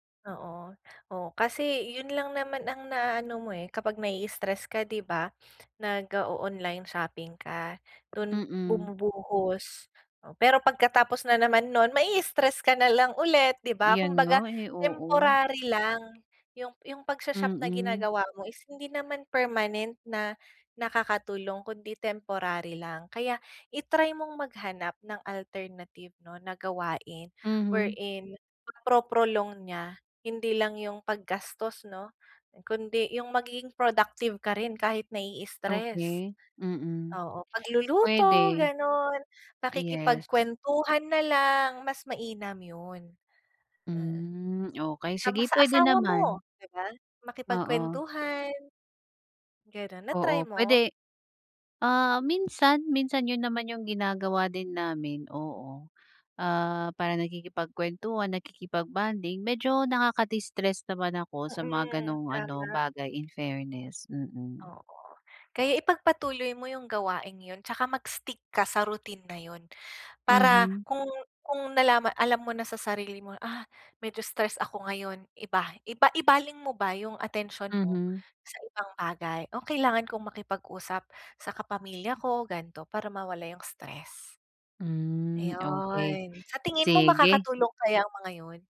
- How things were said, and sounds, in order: tapping
- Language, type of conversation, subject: Filipino, advice, Paano ko maiiwasan ang padalus-dalos na pagbili kapag ako ay nai-stress?